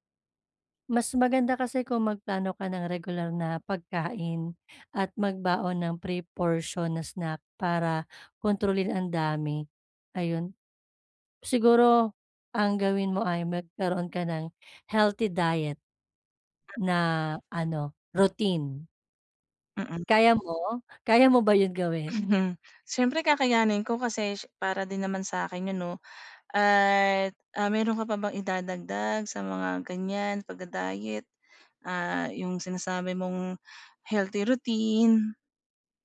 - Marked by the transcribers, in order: tapping; other background noise
- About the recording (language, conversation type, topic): Filipino, advice, Paano ko mababawasan ang pagmemeryenda kapag nababagot ako sa bahay?